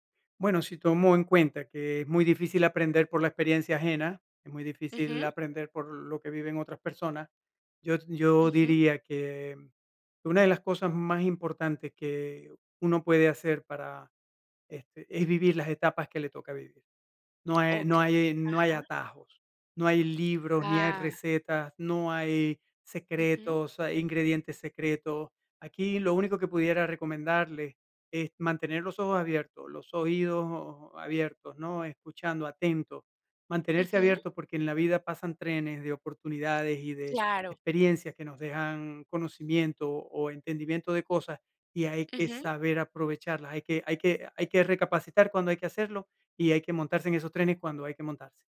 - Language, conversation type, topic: Spanish, podcast, ¿Qué significa el éxito para ti hoy en día?
- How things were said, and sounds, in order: none